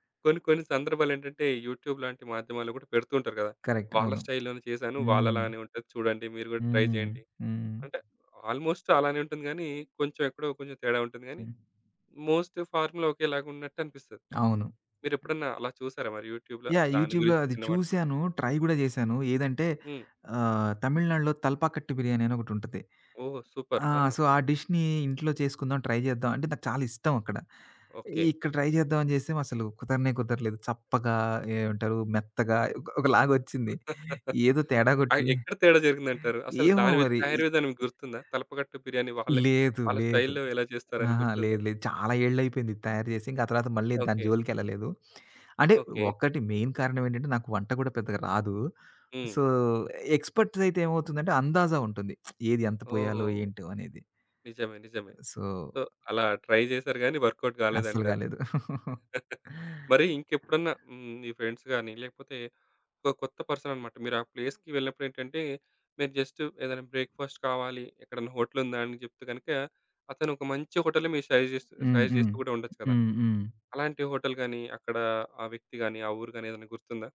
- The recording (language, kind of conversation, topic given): Telugu, podcast, ఒక అజ్ఞాతుడు మీతో స్థానిక వంటకాన్ని పంచుకున్న సంఘటన మీకు గుర్తుందా?
- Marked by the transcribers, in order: in English: "యూట్యూబ్"; in English: "కరెక్ట్"; in English: "స్టైల్‌లోనే"; in English: "ట్రై"; in English: "ఆల్మోస్ట్"; in English: "మోస్ట్ ఫార్ములా"; other background noise; in English: "యూట్యూబ్‌లో?"; in English: "యాహ్! యూట్యూబ్‌లో"; in English: "ట్రై"; in English: "సో"; in English: "సూపర్"; in English: "డిష్‌ని"; in English: "ట్రై"; in English: "ట్రై"; tapping; chuckle; in English: "స్టైల్‌లో"; in English: "మెయిన్"; in English: "సో, ఎక్స్‌పర్ట్స్"; lip smack; in English: "సో"; in English: "ట్రై"; in English: "సో"; in English: "వర్క అవుట్"; chuckle; in English: "ఫ్రెండ్స్"; laugh; in English: "ప్లేస్‌కి"; in English: "బ్రేక్ఫాస్ట్"; in English: "సజస్ట్"; in English: "హోటల్"